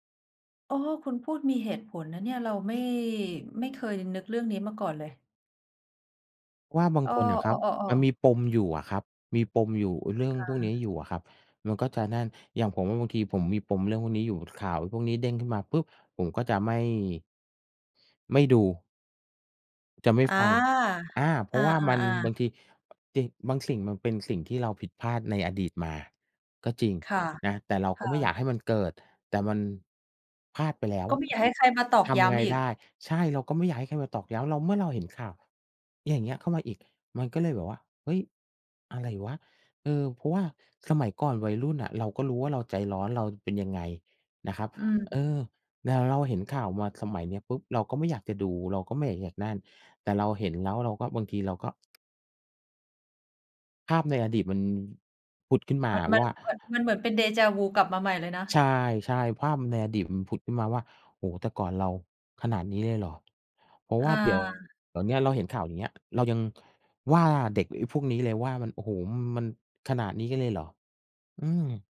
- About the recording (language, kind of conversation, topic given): Thai, unstructured, คุณเคยรู้สึกเหงาหรือเศร้าจากการใช้โซเชียลมีเดียไหม?
- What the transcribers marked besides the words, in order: tapping